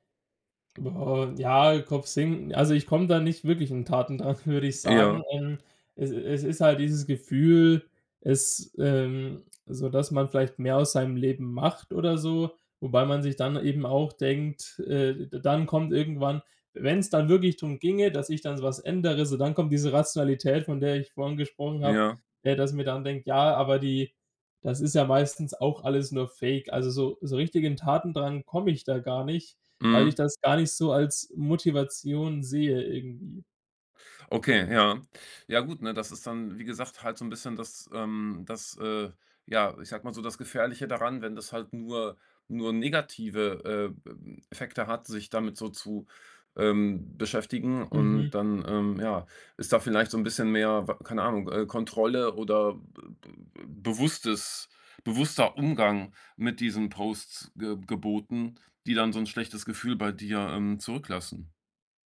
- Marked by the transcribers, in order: other background noise; laughing while speaking: "Tatendrang"; stressed: "negative"
- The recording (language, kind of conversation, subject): German, podcast, Welchen Einfluss haben soziale Medien auf dein Erfolgsempfinden?